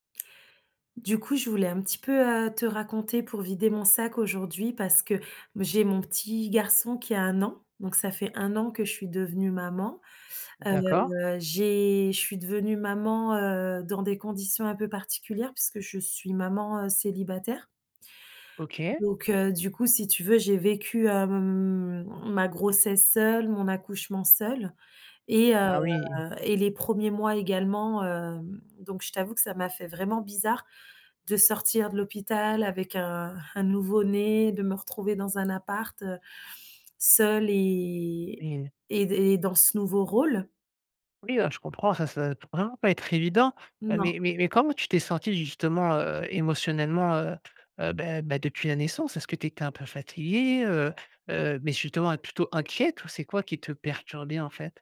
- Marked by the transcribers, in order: none
- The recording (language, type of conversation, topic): French, advice, Comment avez-vous vécu la naissance de votre enfant et comment vous êtes-vous adapté(e) à la parentalité ?